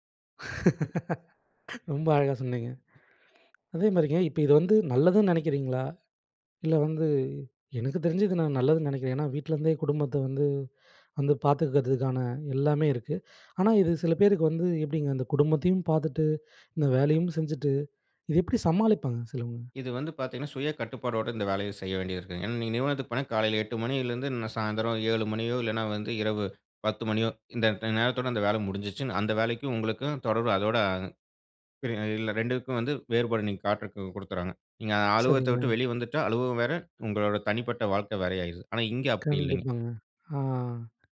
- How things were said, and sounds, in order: laugh; other noise; other background noise; surprised: "ஆனா இது சில பேருக்கு வந்து … எப்படி சமாளிப்பாங்க சிலவங்க?"
- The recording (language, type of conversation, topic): Tamil, podcast, மெய்நிகர் வேலை உங்கள் சமநிலைக்கு உதவுகிறதா, அல்லது அதை கஷ்டப்படுத்துகிறதா?